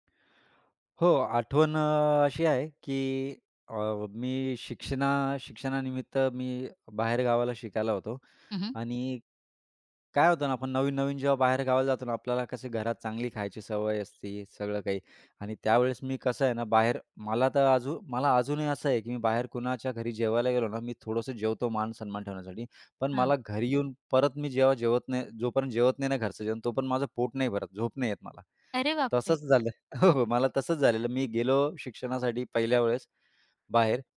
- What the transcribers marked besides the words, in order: other background noise; laughing while speaking: "हो, हो"
- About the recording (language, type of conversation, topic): Marathi, podcast, कठीण दिवसानंतर तुम्हाला कोणता पदार्थ सर्वाधिक दिलासा देतो?
- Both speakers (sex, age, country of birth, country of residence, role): female, 35-39, India, India, host; male, 35-39, India, India, guest